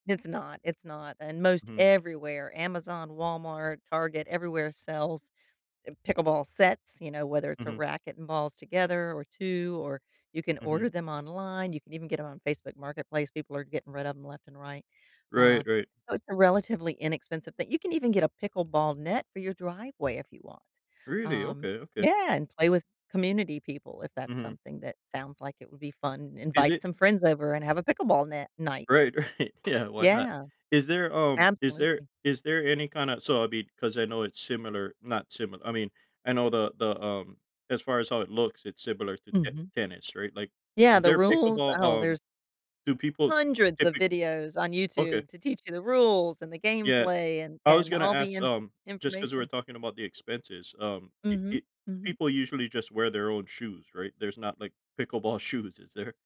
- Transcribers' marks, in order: chuckle; tapping; laughing while speaking: "pickleball shoes, is there?"
- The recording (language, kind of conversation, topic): English, advice, How can I balance work and personal life without feeling constantly stressed?
- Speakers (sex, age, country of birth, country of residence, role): female, 60-64, United States, United States, advisor; male, 40-44, United States, United States, user